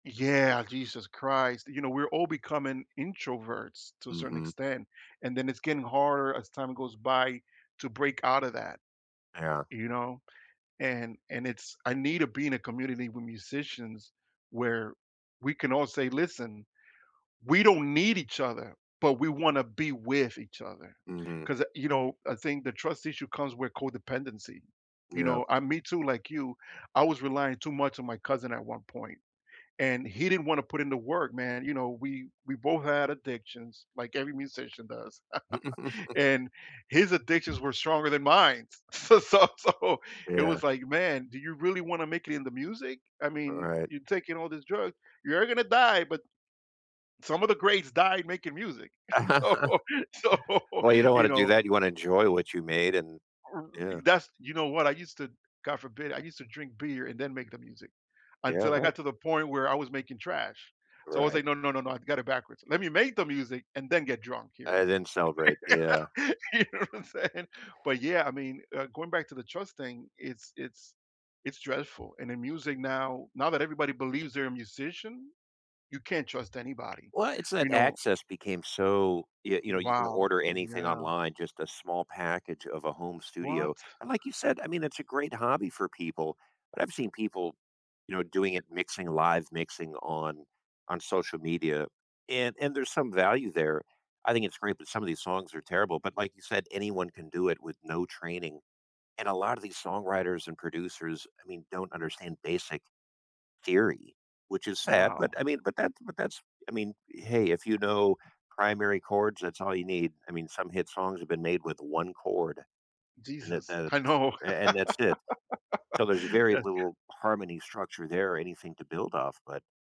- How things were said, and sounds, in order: chuckle; laughing while speaking: "s so so so"; chuckle; laughing while speaking: "so so"; laugh; laughing while speaking: "You know what I'm saying?"; unintelligible speech; other background noise; laugh
- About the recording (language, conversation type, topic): English, unstructured, Have you ever felt betrayed by someone you trusted a long time ago?
- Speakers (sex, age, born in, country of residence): male, 40-44, United States, United States; male, 50-54, United States, United States